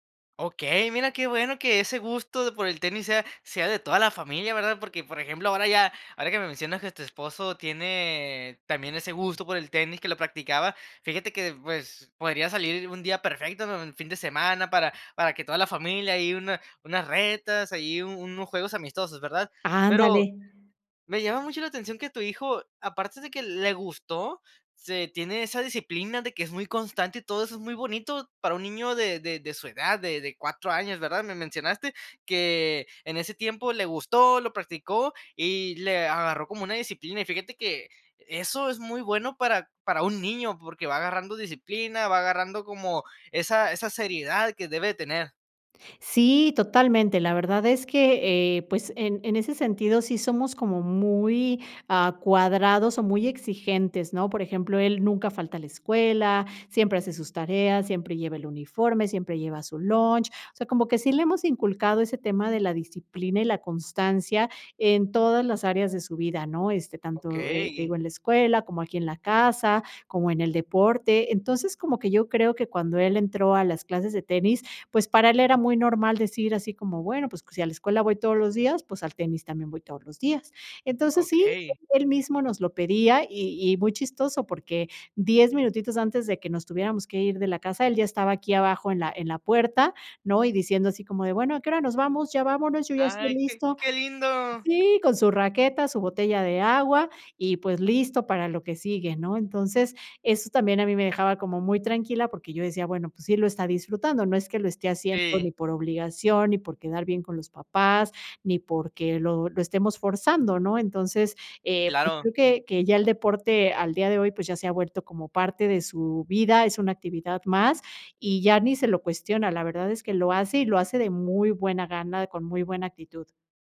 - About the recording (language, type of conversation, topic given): Spanish, podcast, ¿Qué pasatiempo dejaste y te gustaría retomar?
- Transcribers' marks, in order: tapping